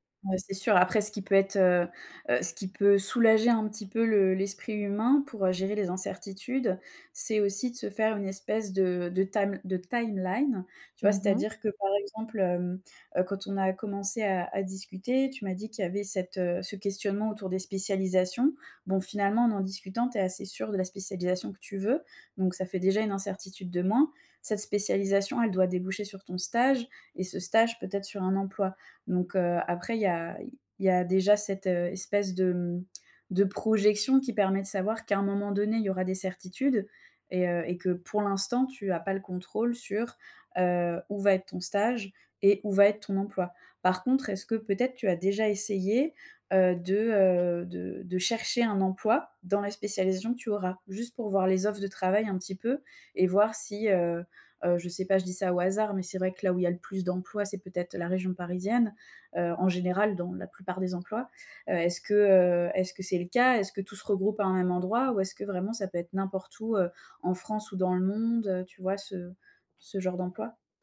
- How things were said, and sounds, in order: in English: "timeline"; tapping
- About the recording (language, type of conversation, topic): French, advice, Comment accepter et gérer l’incertitude dans ma vie alors que tout change si vite ?
- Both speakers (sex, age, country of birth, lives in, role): female, 25-29, France, France, advisor; female, 30-34, France, France, user